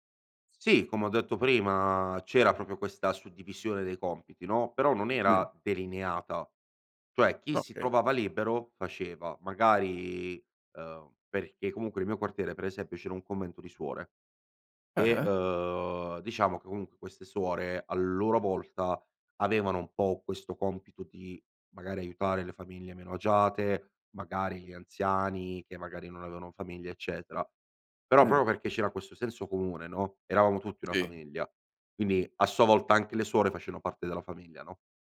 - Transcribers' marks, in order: "proprio" said as "propro"; "eravamo" said as "euravamo"; "facevano" said as "faceno"
- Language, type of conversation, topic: Italian, podcast, Quali valori dovrebbero unire un quartiere?